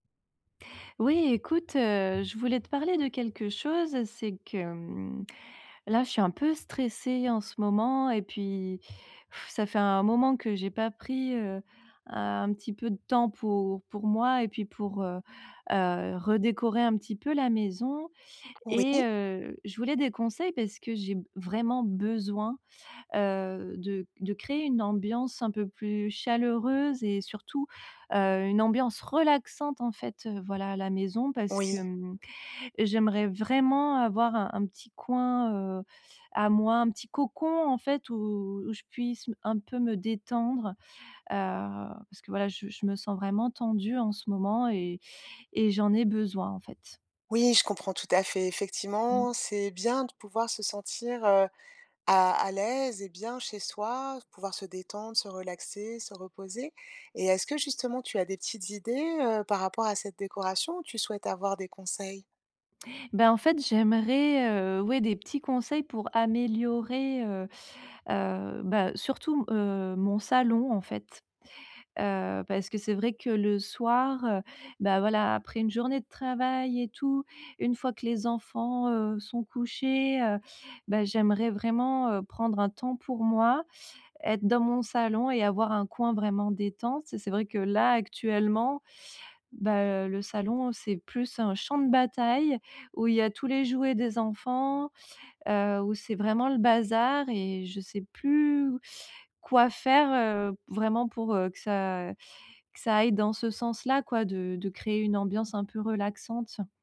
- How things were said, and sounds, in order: other background noise; tapping; blowing; stressed: "besoin"
- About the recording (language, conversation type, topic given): French, advice, Comment puis-je créer une ambiance relaxante chez moi ?